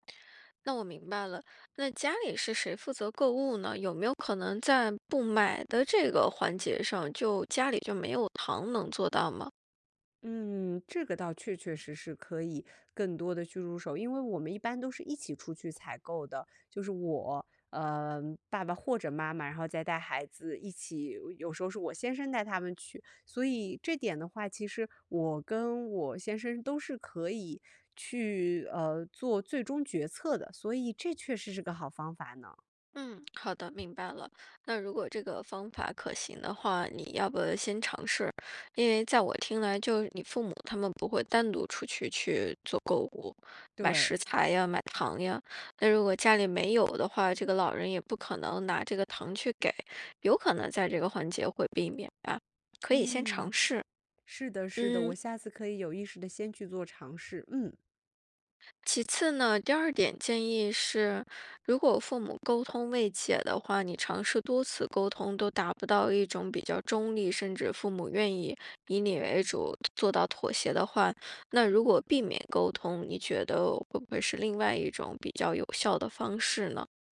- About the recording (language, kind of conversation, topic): Chinese, advice, 当父母反复批评你的养育方式或生活方式时，你该如何应对这种受挫和疲惫的感觉？
- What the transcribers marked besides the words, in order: other background noise; tapping